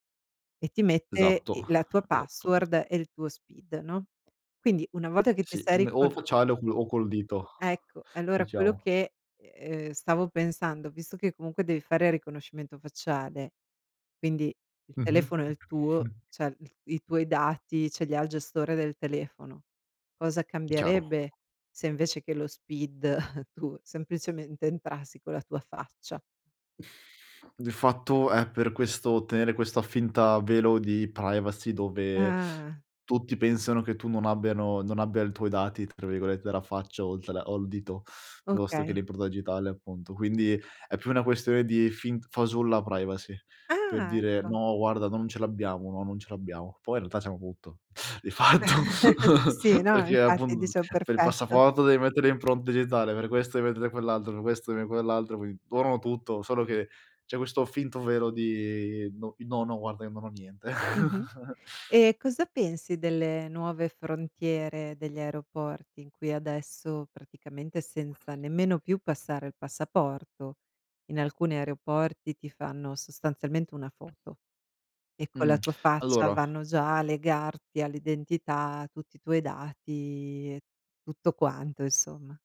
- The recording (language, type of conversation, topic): Italian, podcast, Ti capita di insegnare la tecnologia agli altri?
- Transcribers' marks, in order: sigh; tapping; other background noise; chuckle; chuckle; sigh; drawn out: "Ah"; surprised: "Ah, ecco"; laughing while speaking: "di fatto, perché appun"; chuckle; chuckle; tongue click